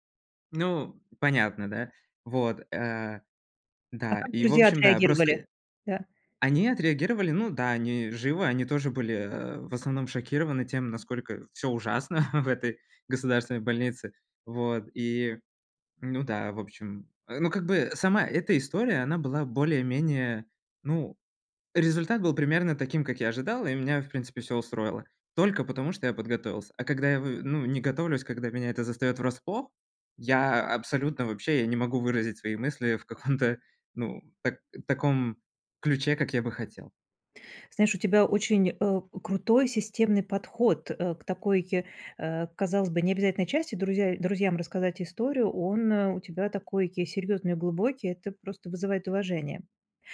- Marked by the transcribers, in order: chuckle; laughing while speaking: "в каком-то"
- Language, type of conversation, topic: Russian, advice, Как мне ясно и кратко объяснять сложные идеи в группе?